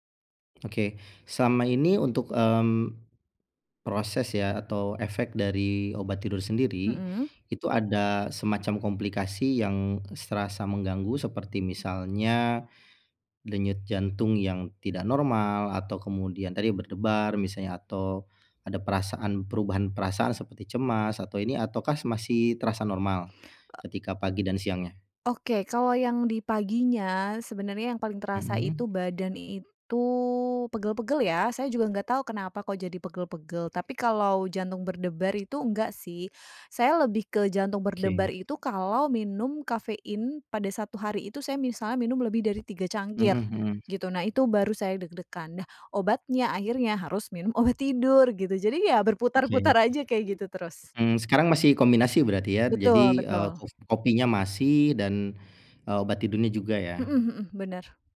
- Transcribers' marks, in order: tapping; other background noise; laughing while speaking: "obat tidur"; laughing while speaking: "berputar-putar aja"
- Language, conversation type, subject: Indonesian, advice, Seperti apa pengalaman Anda saat mengandalkan obat tidur untuk bisa tidur?